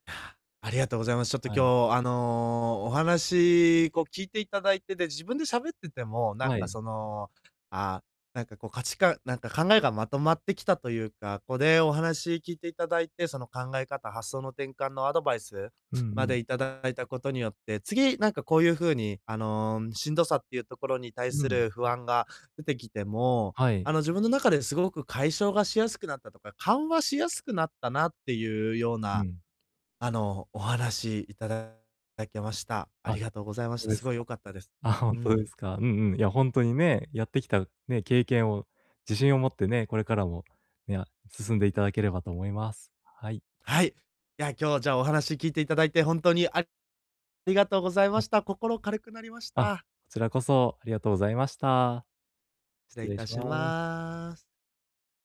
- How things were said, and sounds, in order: other background noise; distorted speech
- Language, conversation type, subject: Japanese, advice, 同年代の人たちと比べて進み具合に差があることが不安なとき、どうすれば気持ちを楽にできますか？